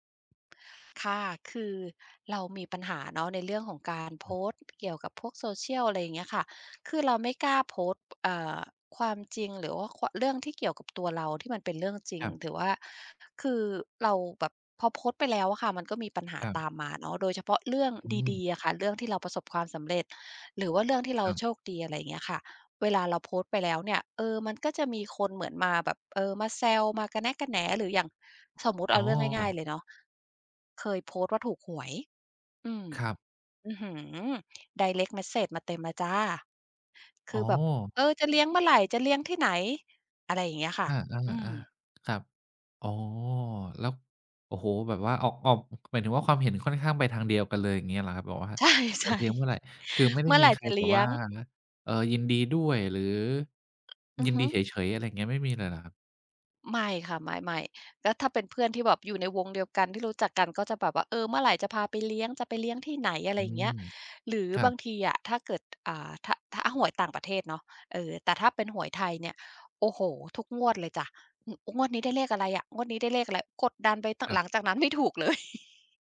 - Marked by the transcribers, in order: tapping; in English: "Diect message"; laughing while speaking: "ใช่ ๆ"; laughing while speaking: "เลย"
- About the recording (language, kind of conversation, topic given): Thai, advice, ทำไมคุณถึงกลัวการแสดงความคิดเห็นบนโซเชียลมีเดียที่อาจขัดแย้งกับคนรอบข้าง?